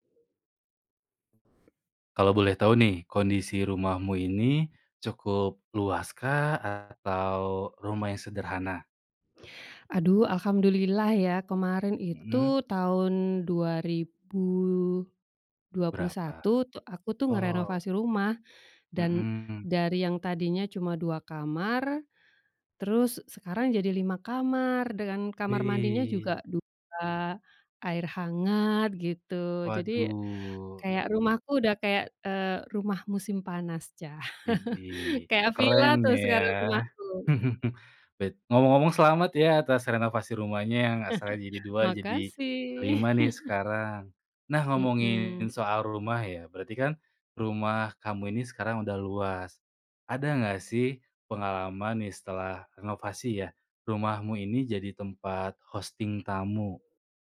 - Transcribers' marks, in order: other background noise; chuckle; chuckle; chuckle; in English: "hosting"
- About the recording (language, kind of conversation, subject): Indonesian, podcast, Ceritakan pengalaman Anda saat menjadi tuan rumah bagi tamu yang menginap di rumah Anda?
- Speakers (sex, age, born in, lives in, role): female, 45-49, Indonesia, Indonesia, guest; male, 25-29, Indonesia, Indonesia, host